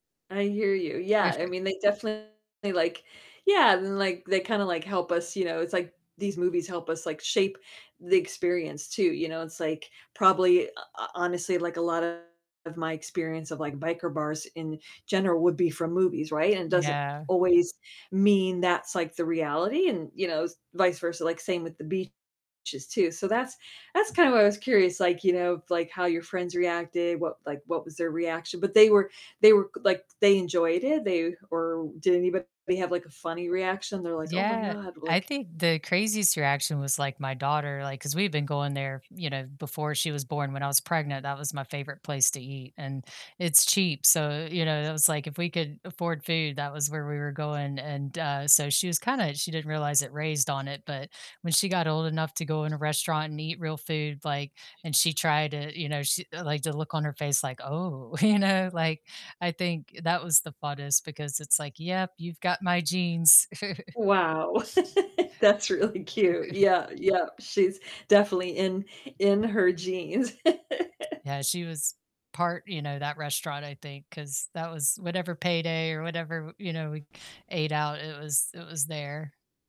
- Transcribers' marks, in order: chuckle; distorted speech; other background noise; tapping; background speech; static; laughing while speaking: "you know?"; laugh; chuckle; chuckle; laugh
- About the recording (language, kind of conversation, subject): English, unstructured, Which local places do you love sharing with friends to feel closer and make lasting memories?